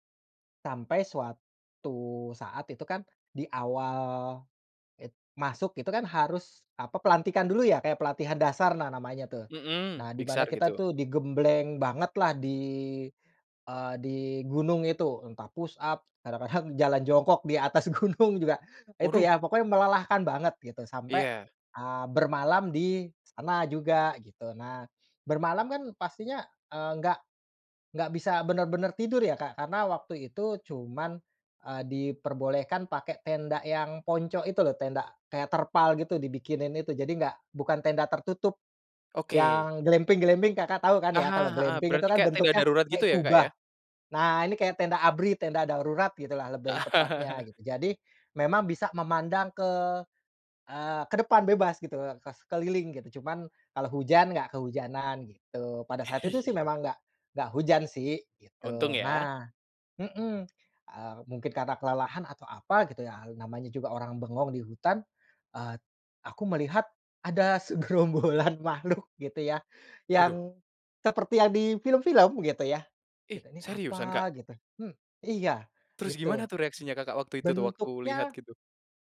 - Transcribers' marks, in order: laughing while speaking: "atas gunung"; chuckle; chuckle; laughing while speaking: "segerombolan makhluk"
- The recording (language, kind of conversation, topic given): Indonesian, podcast, Apa momen paling bikin kamu merasa penasaran waktu jalan-jalan?